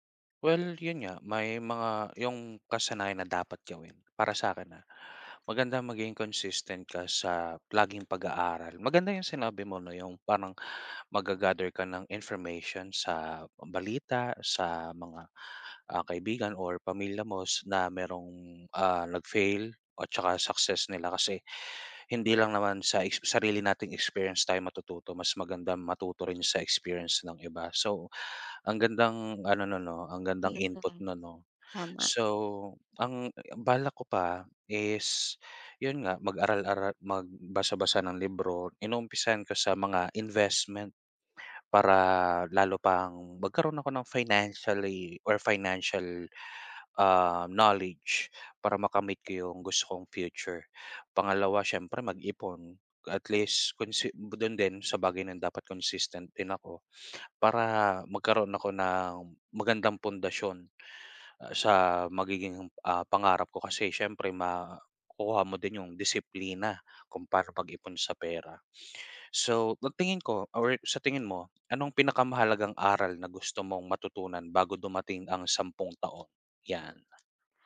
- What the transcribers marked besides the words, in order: tapping; other background noise
- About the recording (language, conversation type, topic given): Filipino, unstructured, Paano mo nakikita ang sarili mo sa loob ng sampung taon?